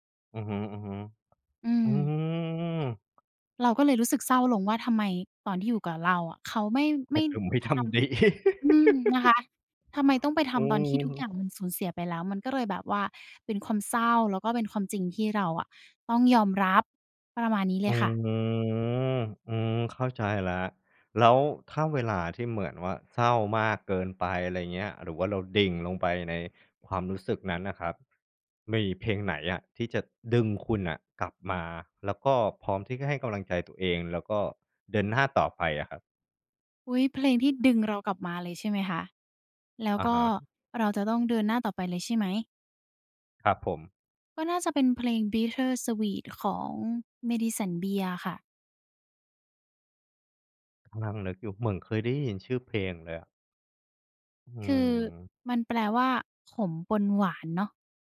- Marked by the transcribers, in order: drawn out: "อือ"; laughing while speaking: "ดี"; laugh; drawn out: "อือ"
- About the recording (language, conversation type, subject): Thai, podcast, เพลงไหนที่เป็นเพลงประกอบชีวิตของคุณในตอนนี้?